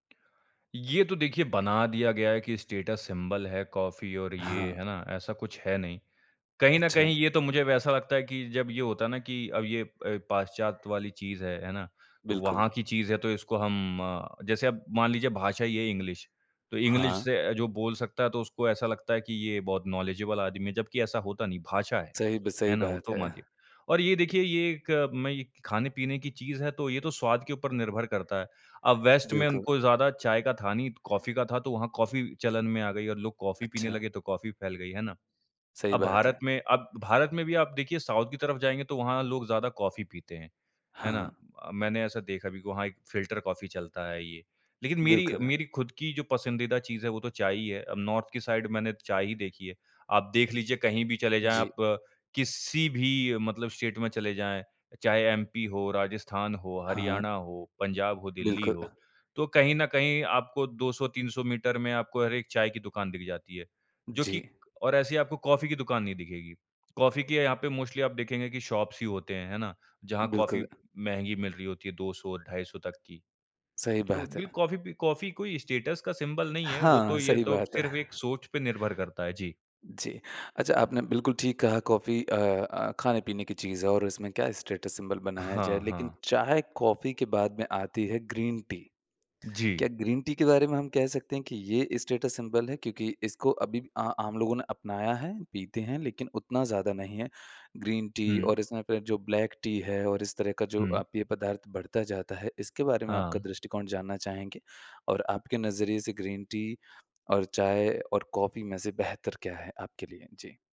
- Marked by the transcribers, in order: tapping; in English: "स्टेटस सिंबल"; in English: "इंग्लिश"; in English: "इंग्लिश"; in English: "नॉलेजेबल"; in English: "वेस्ट"; other background noise; in English: "साउथ"; in English: "फ़िल्टर कॉफ़ी"; in English: "नॉर्थ"; in English: "साइड"; in English: "स्टेट"; in English: "मोस्टली"; in English: "शॉप्स"; in English: "स्टेटस"; in English: "सिंबल"; in English: "स्टेटस सिंबल"; in English: "स्टेटस सिंबल"
- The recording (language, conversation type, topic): Hindi, podcast, चाय या कॉफ़ी आपके ध्यान को कैसे प्रभावित करती हैं?